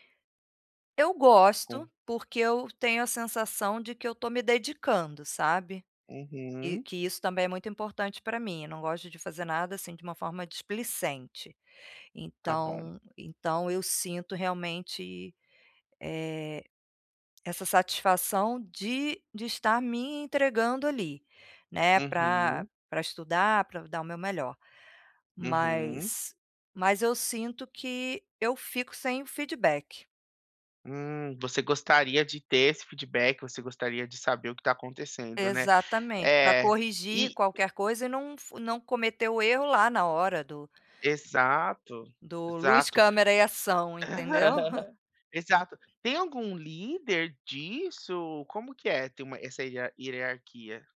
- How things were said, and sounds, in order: tapping; laugh; chuckle
- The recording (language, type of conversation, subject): Portuguese, advice, Como posso agir apesar da apreensão e do medo de falhar?